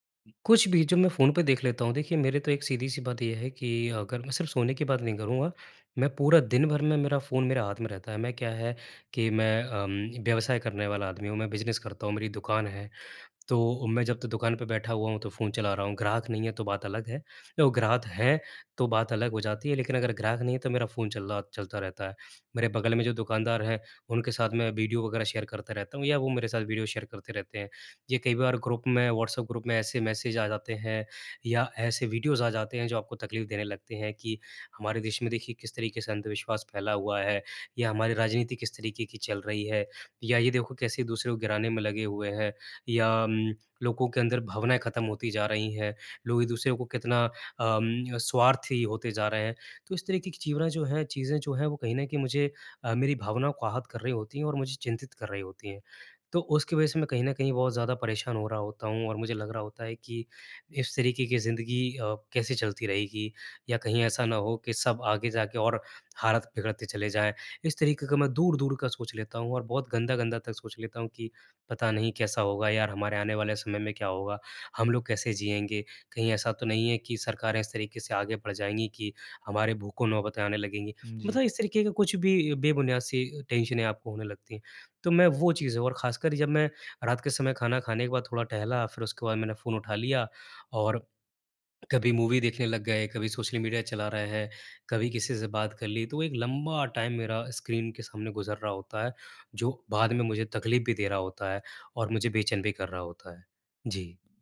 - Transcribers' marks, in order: in English: "शेयर"; in English: "शेयर"; in English: "ग्रुप"; in English: "ग्रुप"; in English: "वीडियोज़"; in English: "टेंशने"; in English: "मूवी"; in English: "टाइम"
- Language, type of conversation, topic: Hindi, advice, सोने से पहले स्क्रीन देखने से चिंता और उत्तेजना कैसे कम करूँ?